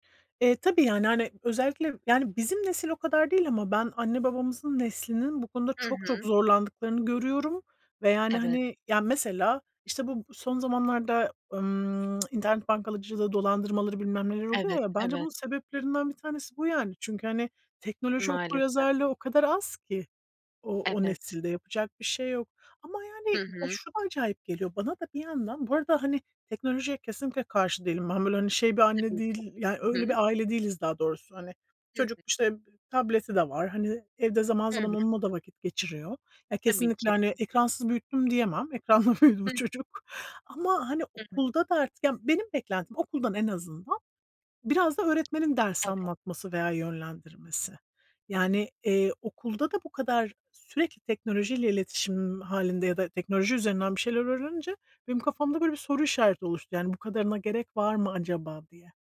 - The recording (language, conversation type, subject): Turkish, unstructured, Eğitimde teknoloji kullanımı sence ne kadar önemli?
- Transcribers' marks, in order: tongue click; other background noise; tapping; laughing while speaking: "Ekranla büyüdü bu çocuk"